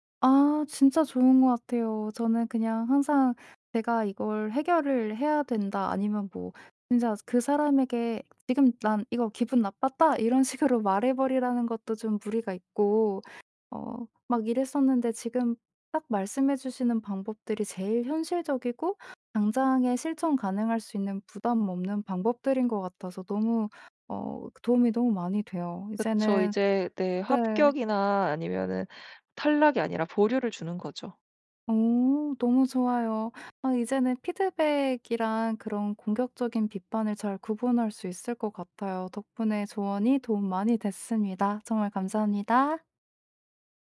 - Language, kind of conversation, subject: Korean, advice, 피드백이 건설적인지 공격적인 비판인지 간단히 어떻게 구분할 수 있을까요?
- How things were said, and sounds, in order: tapping; other background noise; in English: "피드백이랑"